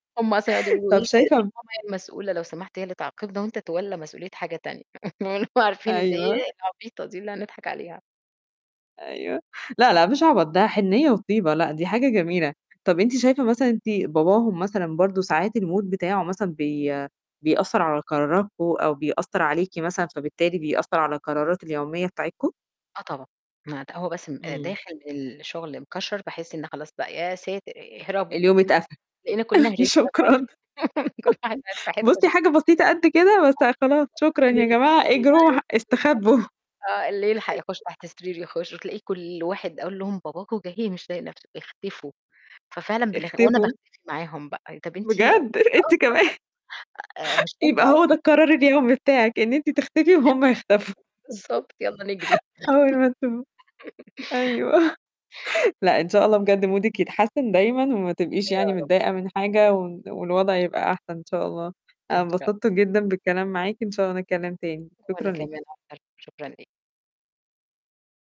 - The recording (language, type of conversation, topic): Arabic, podcast, قد إيه العيلة بتأثر على قراراتك اليومية؟
- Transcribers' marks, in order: distorted speech; chuckle; laughing while speaking: "اللي هو"; in English: "الmood"; chuckle; laughing while speaking: "شكرًا"; laugh; laughing while speaking: "كل واحد بات في حتّة شكل"; unintelligible speech; tapping; chuckle; laughing while speaking: "بجد! أنتِ كمان؟"; unintelligible speech; other background noise; laughing while speaking: "بالضبط، يالّا نجري"; chuckle; laughing while speaking: "أول ما تب أيوه"; laugh; in English: "مودِك"; static